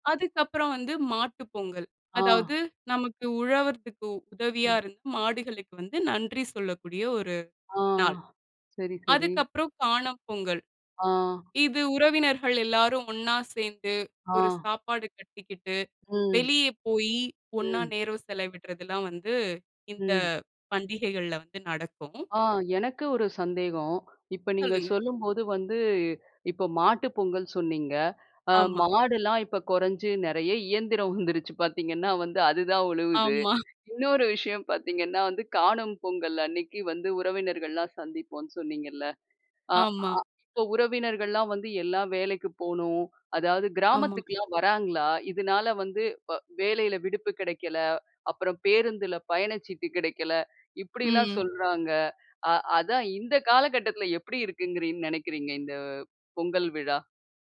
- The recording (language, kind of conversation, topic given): Tamil, podcast, பண்டிகைகள் பருவங்களோடு எப்படி இணைந்திருக்கின்றன என்று சொல்ல முடியுமா?
- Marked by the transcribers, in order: laughing while speaking: "இயந்திரம் வந்துருச்சு பார்த்தீங்கன்னா வந்து, அதுதான் உழுவுது"; laughing while speaking: "ஆமா"